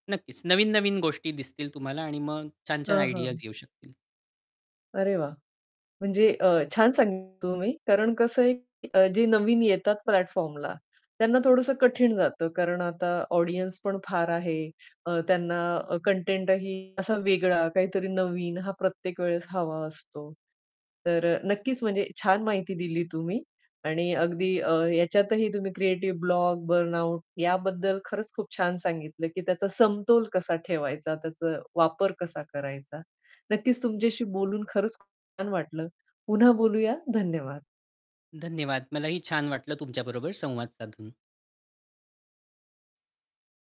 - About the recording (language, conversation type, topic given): Marathi, podcast, सर्जनशीलतेचा अडथळा आला की तुम्ही काय करता?
- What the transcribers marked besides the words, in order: static; in English: "आयडियाज"; distorted speech; in English: "प्लॅटफॉर्मला"; in English: "ऑडियन्स"; in English: "बर्नआउट"; tapping